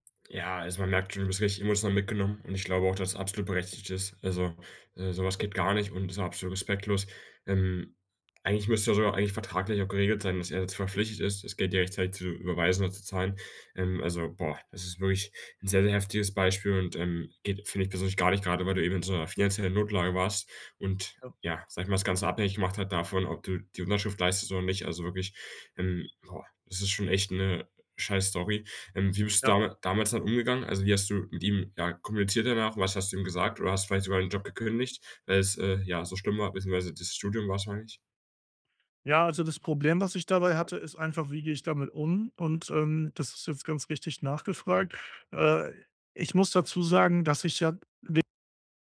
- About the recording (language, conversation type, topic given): German, podcast, Wie gehst du damit um, wenn jemand deine Grenze ignoriert?
- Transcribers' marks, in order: none